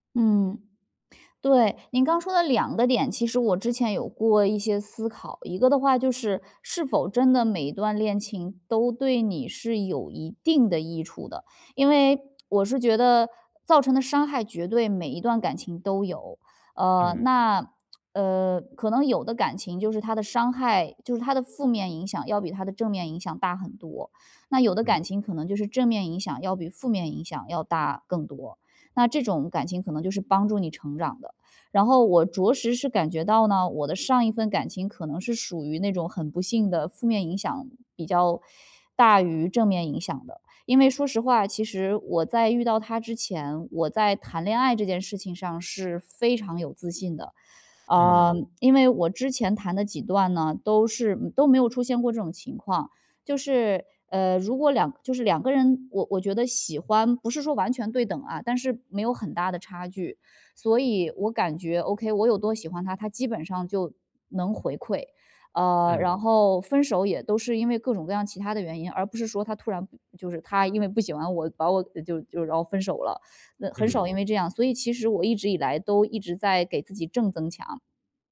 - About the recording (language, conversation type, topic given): Chinese, advice, 我需要多久才能修复自己并准备好开始新的恋情？
- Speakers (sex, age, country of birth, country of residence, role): female, 35-39, China, Germany, user; male, 30-34, China, United States, advisor
- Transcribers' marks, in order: none